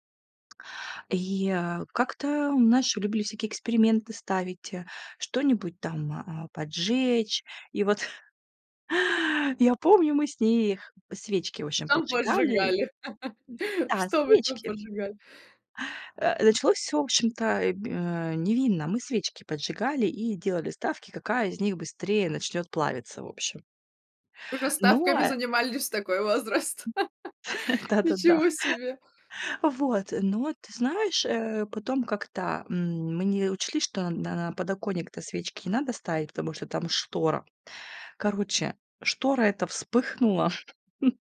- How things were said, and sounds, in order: tapping; chuckle; laugh; other background noise; chuckle; laugh; chuckle
- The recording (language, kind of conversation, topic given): Russian, podcast, Какие приключения из детства вам запомнились больше всего?